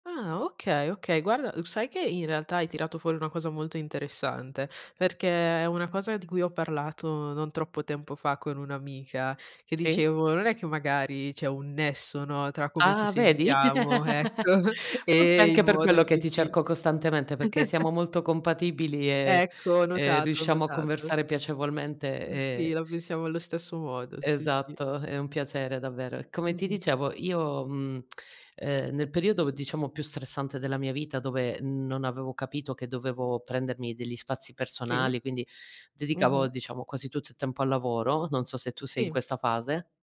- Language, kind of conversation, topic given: Italian, unstructured, Come descriveresti il tuo stile personale?
- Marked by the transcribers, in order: other background noise; giggle; laughing while speaking: "ecco"; chuckle